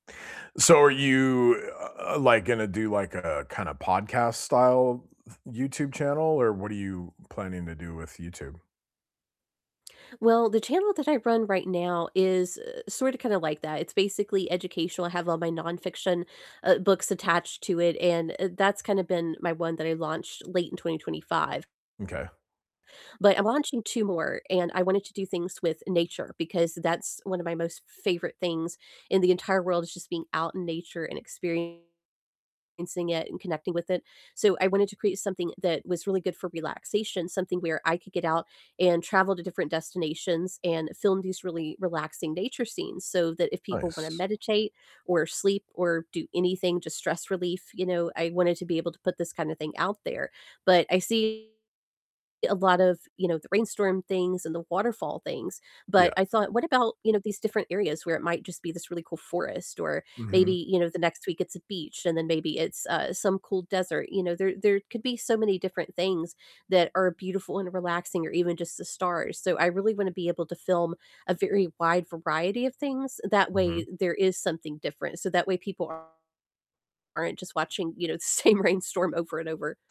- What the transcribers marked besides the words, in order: distorted speech; laughing while speaking: "same"
- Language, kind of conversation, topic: English, unstructured, What do you enjoy most about your current job?